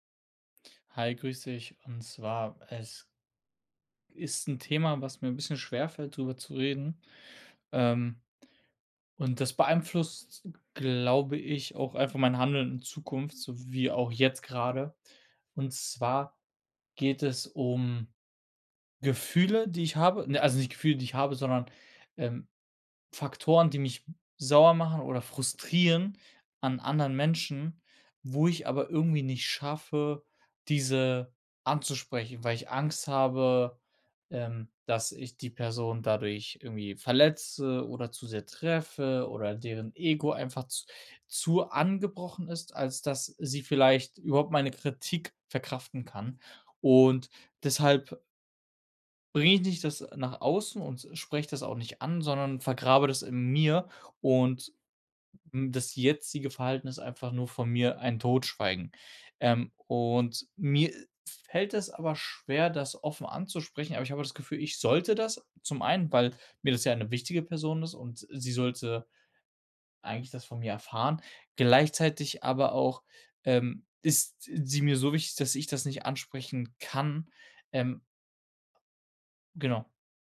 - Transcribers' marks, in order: other background noise
- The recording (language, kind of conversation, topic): German, advice, Wie kann ich das Schweigen in einer wichtigen Beziehung brechen und meine Gefühle offen ausdrücken?